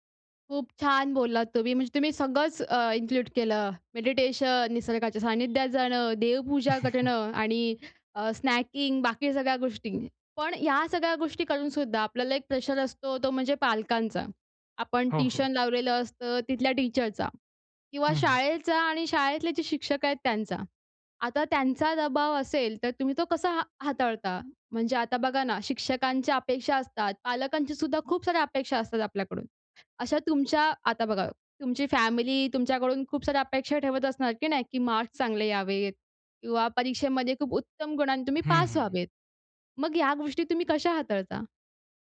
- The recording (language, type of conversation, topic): Marathi, podcast, परीक्षेची भीती कमी करण्यासाठी तुम्ही काय करता?
- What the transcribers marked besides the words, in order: in English: "इन्क्लूड"; horn; chuckle; other background noise; in English: "स्नॅकिंग"; in English: "टीचरचा"; tapping; dog barking